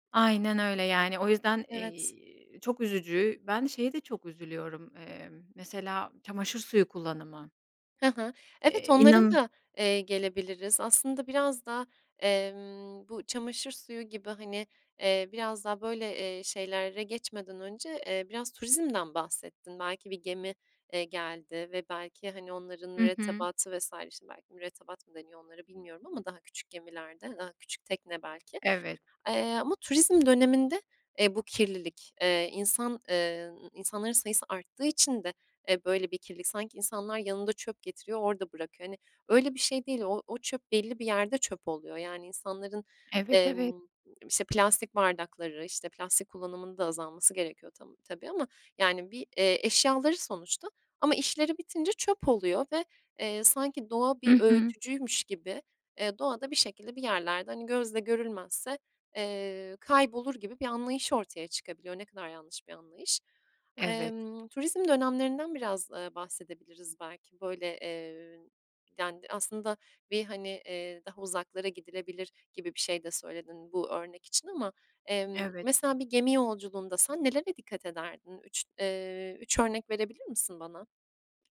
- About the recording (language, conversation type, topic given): Turkish, podcast, Kıyı ve denizleri korumaya bireyler nasıl katkıda bulunabilir?
- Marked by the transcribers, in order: tapping; other background noise